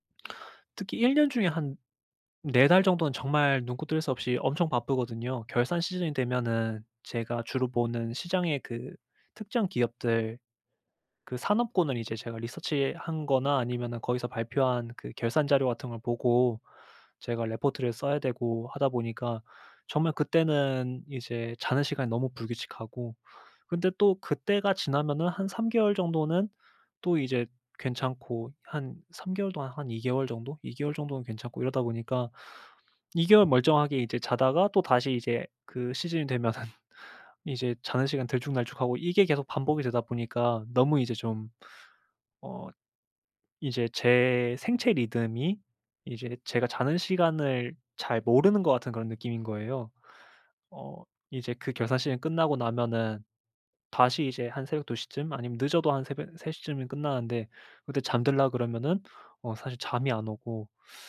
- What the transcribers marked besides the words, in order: laughing while speaking: "되면은"
- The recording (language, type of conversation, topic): Korean, advice, 아침에 더 개운하게 일어나려면 어떤 간단한 방법들이 있을까요?